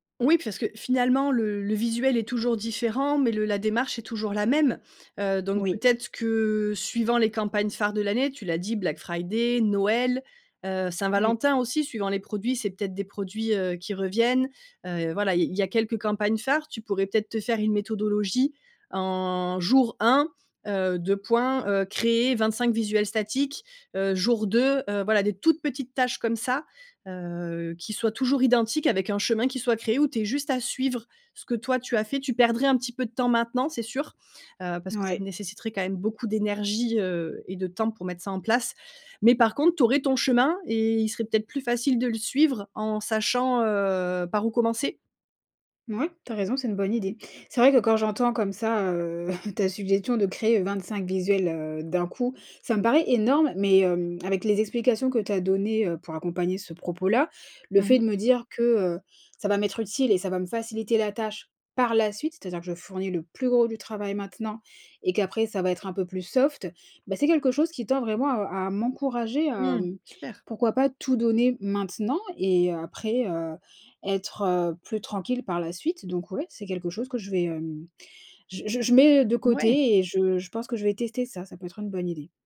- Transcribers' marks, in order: "parce" said as "pfarce"; chuckle
- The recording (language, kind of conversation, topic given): French, advice, Comment surmonter la procrastination chronique sur des tâches créatives importantes ?